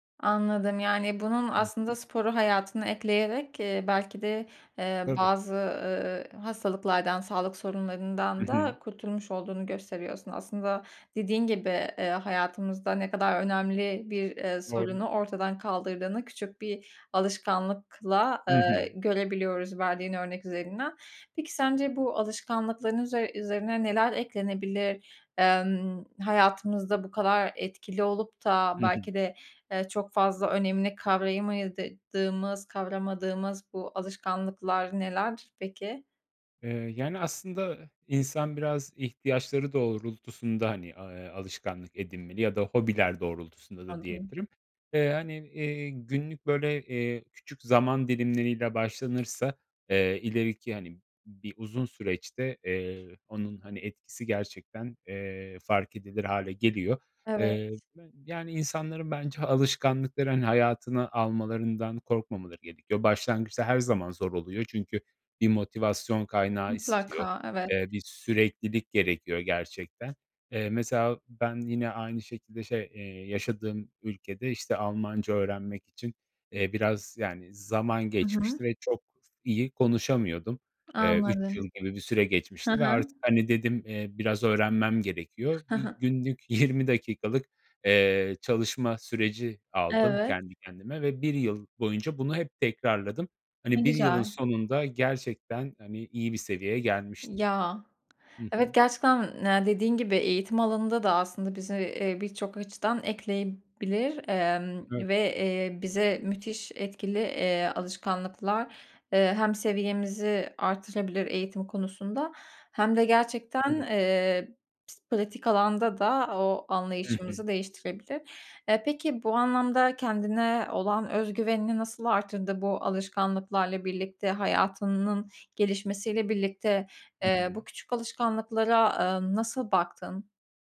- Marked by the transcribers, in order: other background noise; tapping; laughing while speaking: "yirmi"; unintelligible speech; "hayatının" said as "hayatınnın"
- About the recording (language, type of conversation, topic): Turkish, podcast, Hayatınızı değiştiren küçük ama etkili bir alışkanlık neydi?